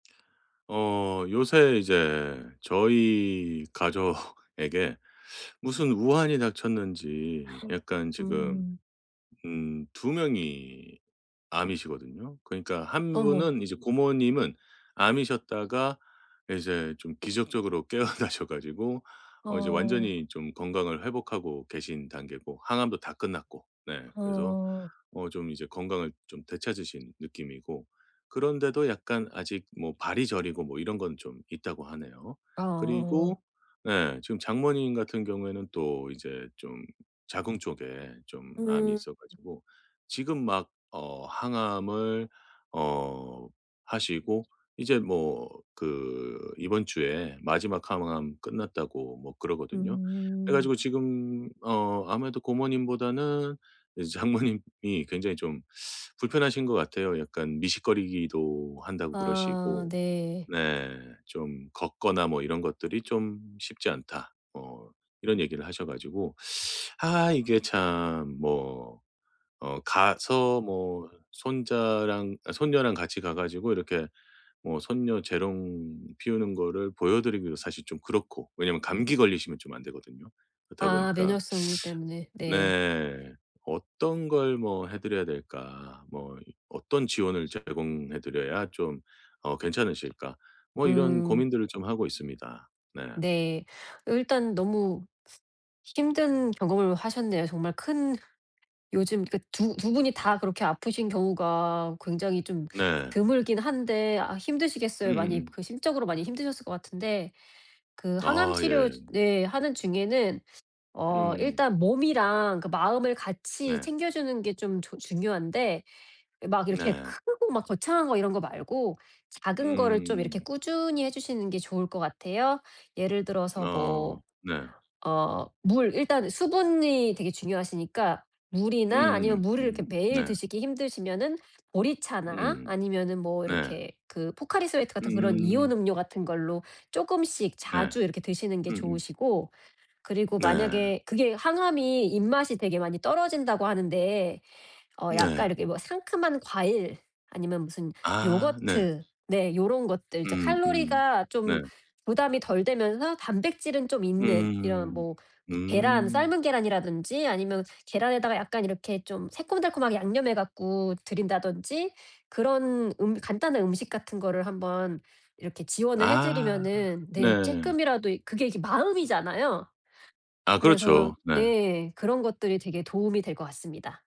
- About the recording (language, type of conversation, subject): Korean, advice, 회복 중인 사람이 편안하게 지내도록 제가 어떤 도움을 줄 수 있을까요?
- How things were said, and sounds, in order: laughing while speaking: "가족에게"; gasp; other background noise; laughing while speaking: "깨어나셔 가지고"; laughing while speaking: "장모님이"; teeth sucking; teeth sucking; tapping